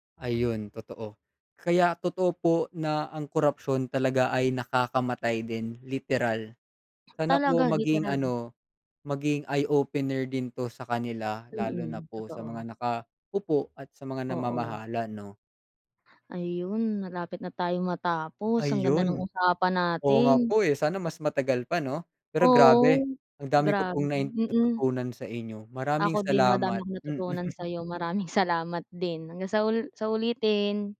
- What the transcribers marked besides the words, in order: chuckle
- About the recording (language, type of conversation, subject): Filipino, unstructured, Paano nakaapekto ang politika sa buhay ng mga mahihirap?